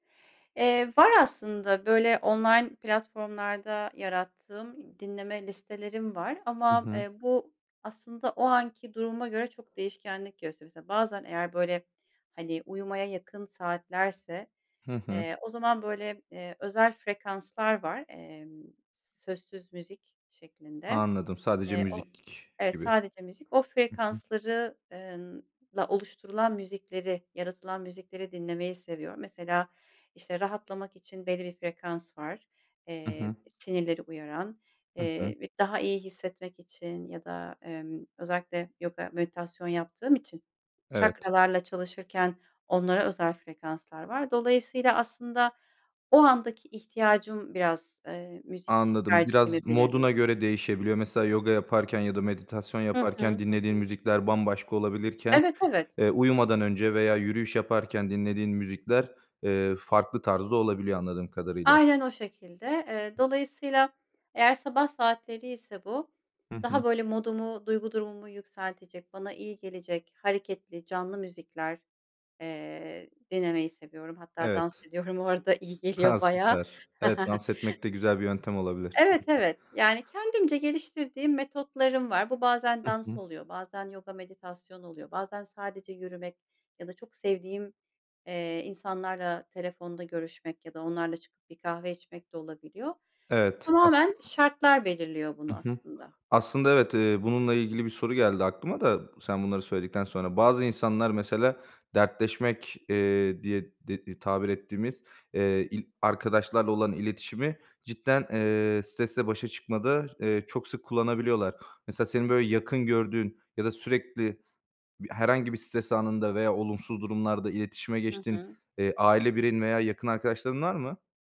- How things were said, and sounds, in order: other background noise; tapping; laughing while speaking: "arada"; chuckle; unintelligible speech
- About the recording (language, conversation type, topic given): Turkish, podcast, Stresle başa çıkmak için hangi yöntemleri önerirsin?